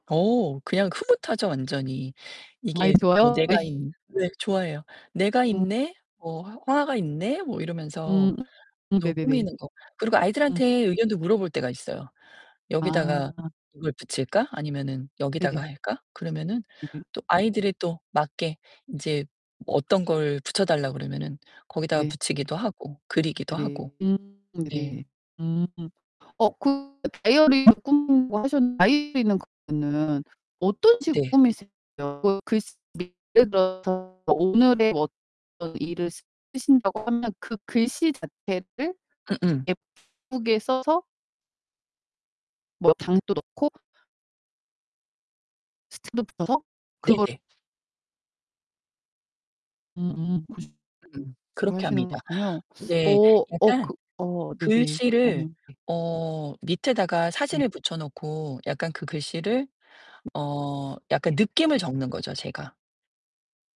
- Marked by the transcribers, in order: distorted speech; other background noise; unintelligible speech; unintelligible speech; tapping; unintelligible speech
- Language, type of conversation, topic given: Korean, podcast, 요즘 즐기고 있는 창작 취미는 무엇인가요?